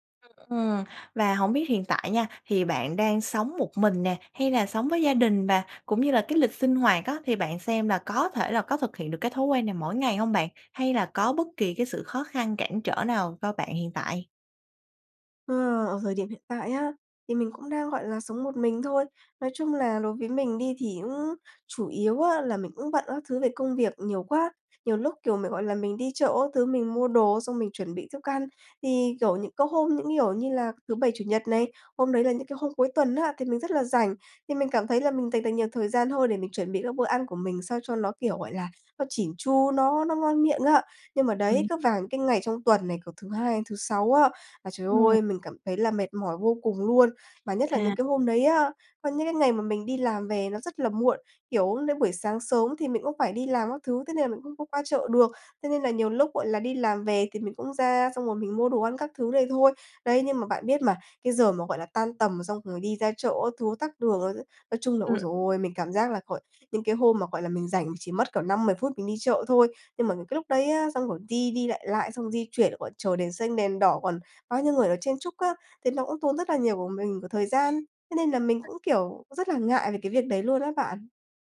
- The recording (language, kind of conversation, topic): Vietnamese, advice, Làm sao để duy trì một thói quen mới mà không nhanh nản?
- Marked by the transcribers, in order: horn; "cũng" said as "ũng"; other background noise